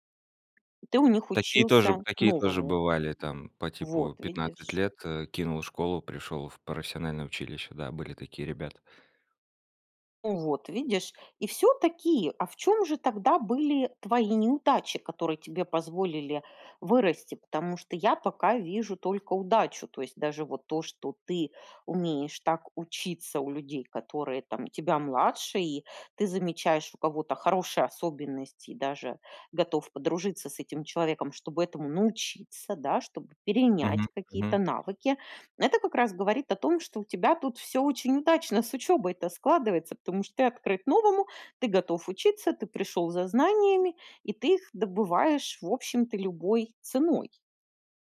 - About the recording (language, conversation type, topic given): Russian, podcast, Как неудачи в учёбе помогали тебе расти?
- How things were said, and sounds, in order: other background noise; tapping